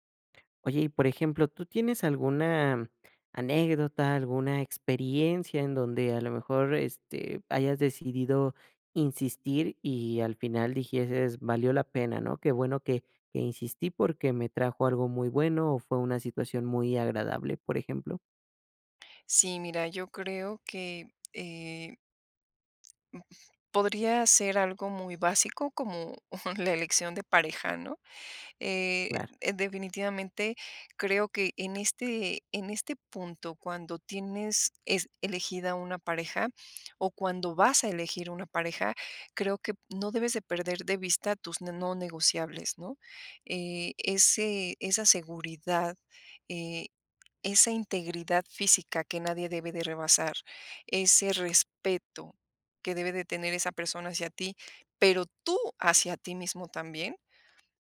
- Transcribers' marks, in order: chuckle; stressed: "tú"
- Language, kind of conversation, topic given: Spanish, podcast, ¿Cómo decides cuándo seguir insistiendo o cuándo soltar?